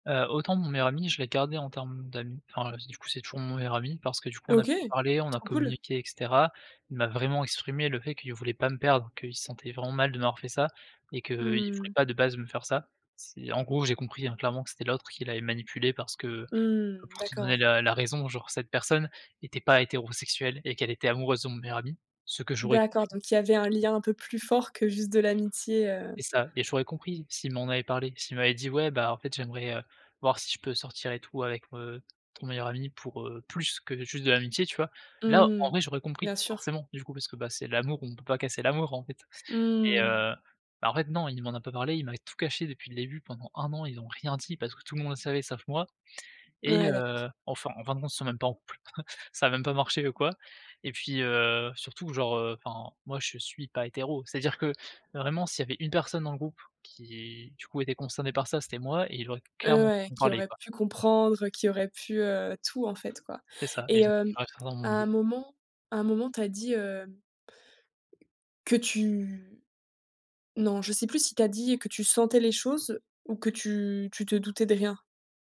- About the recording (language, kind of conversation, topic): French, podcast, Qu’est-ce que tes relations t’ont appris sur toi-même ?
- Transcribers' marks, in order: other noise; tapping; stressed: "plus"; chuckle